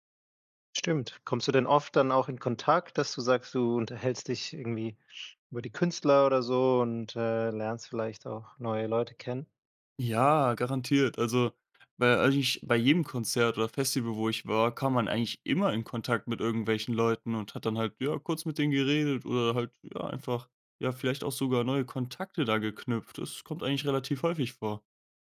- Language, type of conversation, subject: German, podcast, Was macht für dich ein großartiges Live-Konzert aus?
- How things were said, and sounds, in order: none